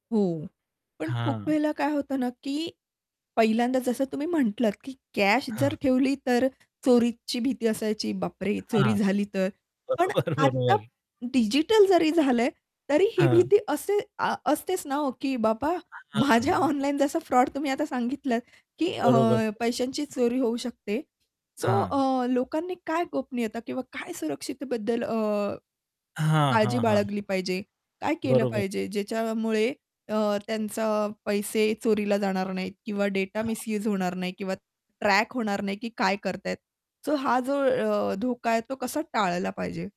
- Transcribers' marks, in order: static; laughing while speaking: "बरोबर, बरोबर"; laughing while speaking: "माझ्या ऑनलाईन जसा"; distorted speech; unintelligible speech; unintelligible speech; other background noise; in English: "मिस्यूज"
- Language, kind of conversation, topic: Marathi, podcast, डिजिटल पैशांमुळे व्यवहार करण्याची पद्धत कशी बदलणार आहे?
- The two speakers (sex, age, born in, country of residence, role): female, 30-34, India, India, host; male, 30-34, India, India, guest